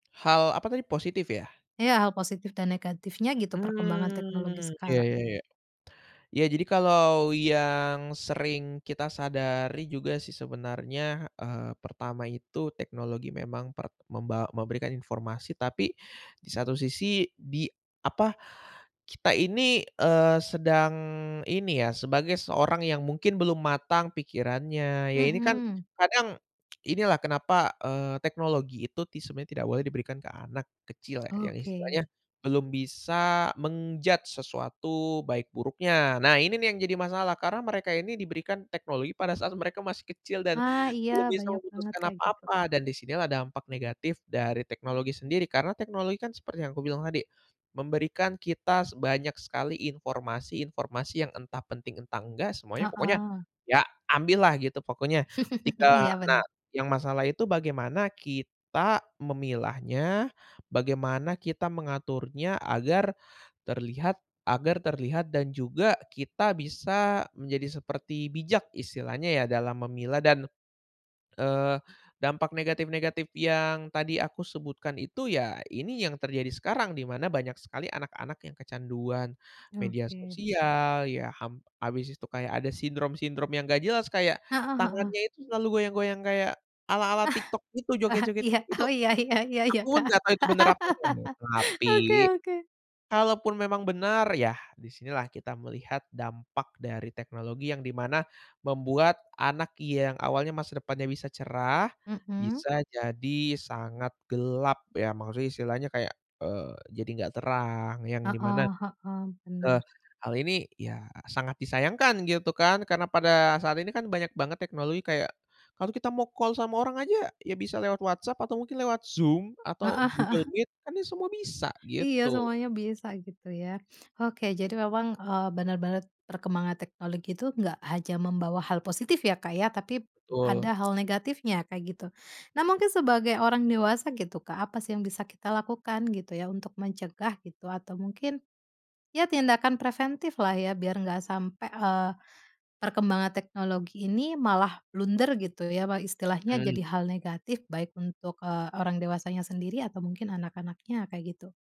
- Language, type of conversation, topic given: Indonesian, podcast, Apa peran teknologi dalam cara kamu belajar saat ini?
- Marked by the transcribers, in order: tapping; in English: "men-judge"; chuckle; laughing while speaking: "Oh iya iya iya iya, Kak. Oke oke"; laugh; other background noise; in English: "call"; laughing while speaking: "heeh"; snort